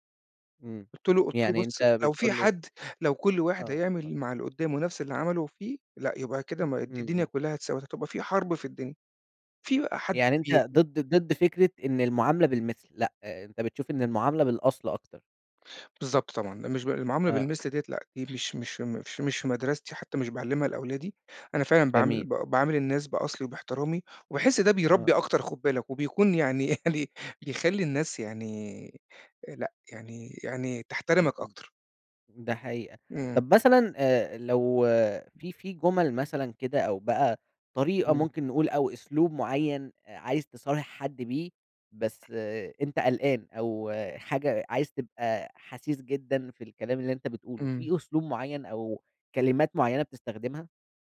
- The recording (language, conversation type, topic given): Arabic, podcast, إزاي بتوازن بين الصراحة والاحترام؟
- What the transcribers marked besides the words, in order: unintelligible speech; laughing while speaking: "يعني"; unintelligible speech; other background noise